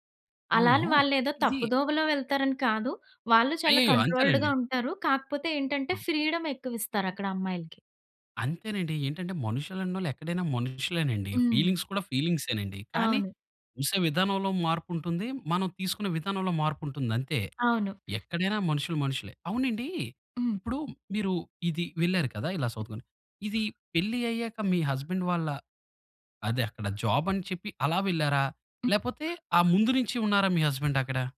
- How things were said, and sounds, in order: in English: "కంట్రోల్డ్‌గా"; in English: "ఫ్రీడమ్"; in English: "ఫీలింగ్స్"; tapping; other background noise; in English: "హస్బండ్"; in English: "జాబ్"; in English: "హస్బండ్"
- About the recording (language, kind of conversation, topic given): Telugu, podcast, పెళ్లి, ఉద్యోగం లేదా స్థలాంతరం వంటి జీవిత మార్పులు మీ అంతర్మనసుపై ఎలా ప్రభావం చూపించాయి?